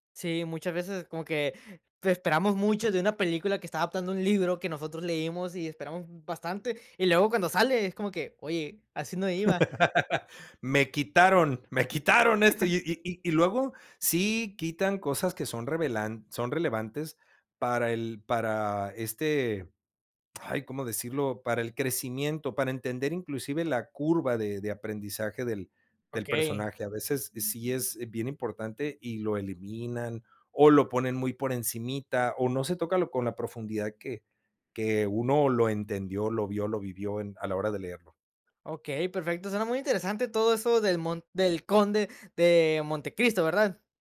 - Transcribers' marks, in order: laugh; tapping; chuckle
- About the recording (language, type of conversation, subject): Spanish, podcast, ¿Qué hace que un personaje sea memorable?